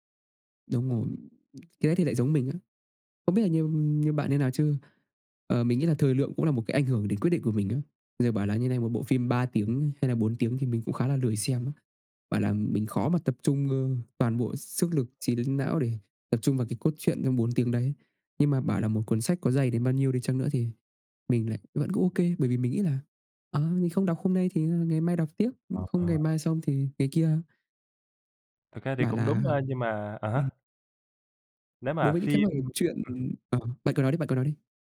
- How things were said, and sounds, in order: tapping
- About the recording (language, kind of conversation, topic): Vietnamese, unstructured, Bạn thường dựa vào những yếu tố nào để chọn xem phim hay đọc sách?